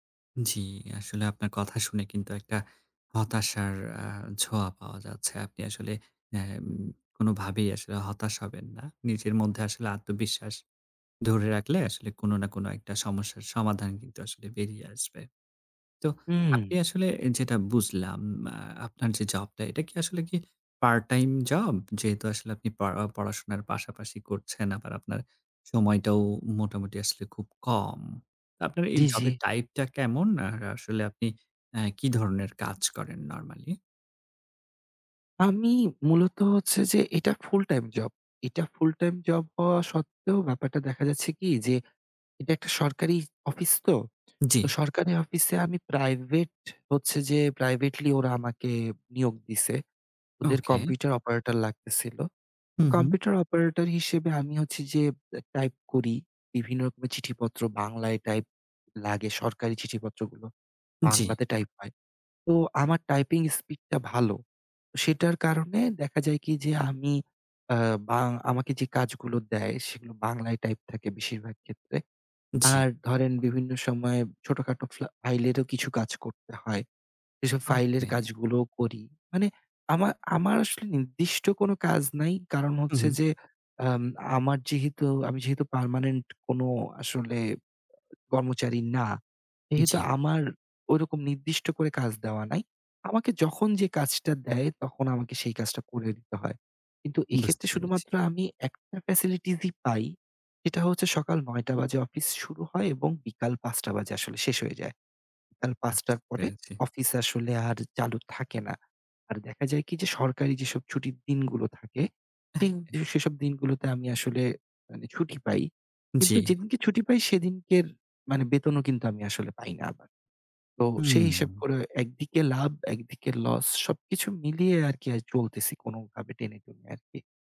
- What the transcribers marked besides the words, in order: tapping; other noise
- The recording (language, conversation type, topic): Bengali, advice, বাড়তি জীবনযাত্রার খরচে আপনার আর্থিক দুশ্চিন্তা কতটা বেড়েছে?